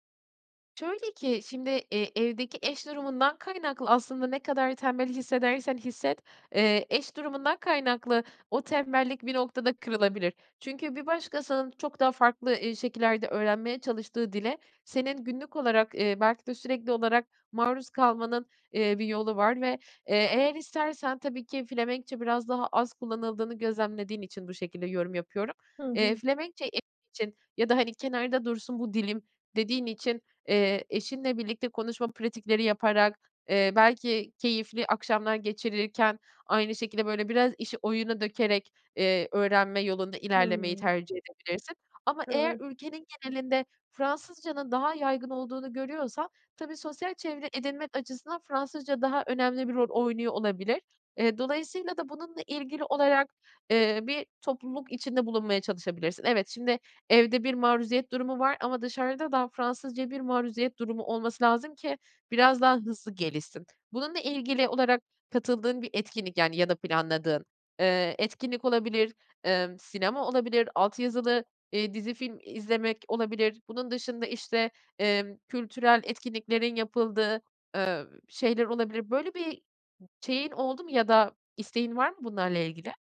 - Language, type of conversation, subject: Turkish, advice, Yeni bir ülkede dil engelini aşarak nasıl arkadaş edinip sosyal bağlantılar kurabilirim?
- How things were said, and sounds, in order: other background noise; tapping; other noise